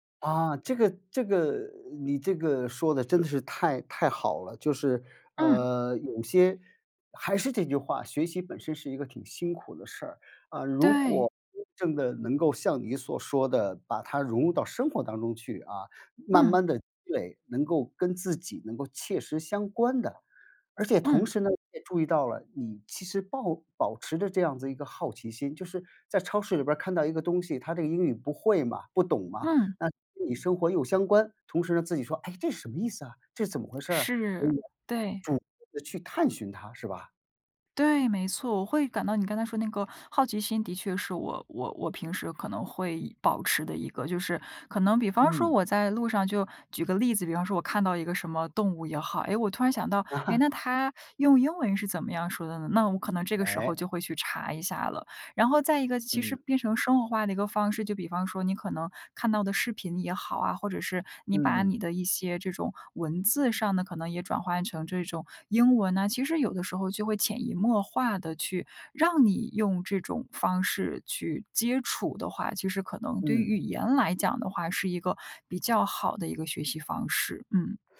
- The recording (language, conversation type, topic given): Chinese, podcast, 你觉得让你坚持下去的最大动力是什么？
- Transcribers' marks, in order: other background noise; chuckle